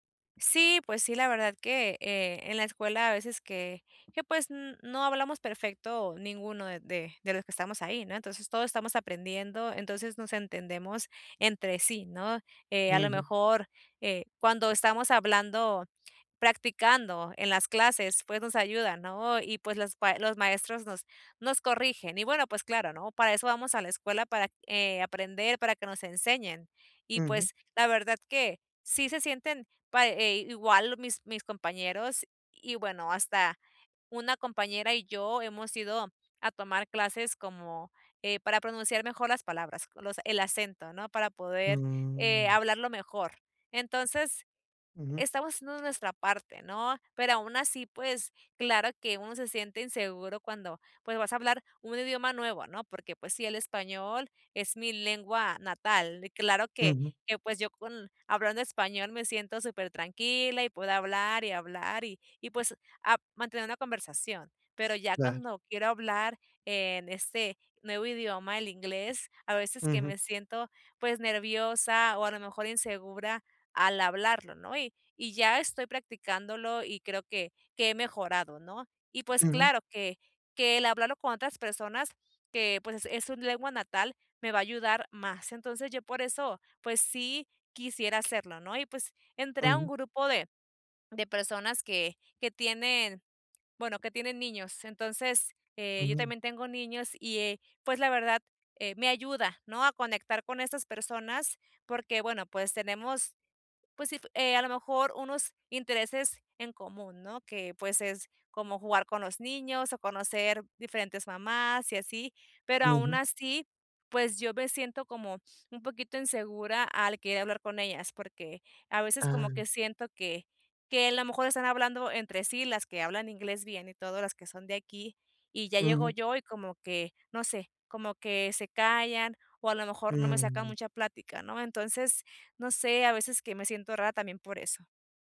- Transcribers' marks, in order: none
- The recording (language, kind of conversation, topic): Spanish, advice, ¿Cómo puedo manejar la inseguridad al hablar en un nuevo idioma después de mudarme?